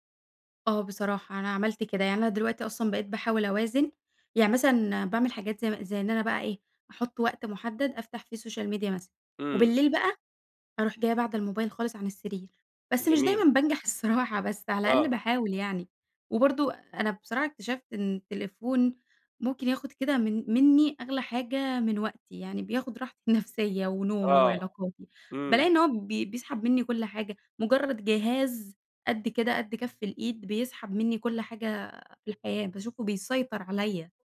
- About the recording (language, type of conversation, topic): Arabic, podcast, إزاي الموبايل بيأثر على يومك؟
- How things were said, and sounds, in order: in English: "social media"